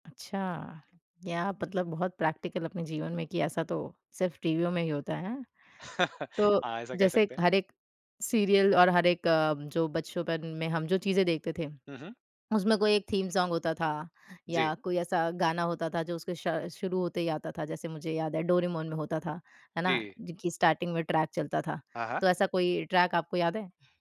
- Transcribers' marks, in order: in English: "प्रैक्टिकल"; chuckle; in English: "सीरियल"; in English: "थीम सॉन्ग"; in English: "स्टार्टिंग"; in English: "ट्रैक"; in English: "ट्रैक"
- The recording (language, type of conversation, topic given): Hindi, podcast, क्या आप अपने बचपन की कोई टीवी से जुड़ी याद साझा करेंगे?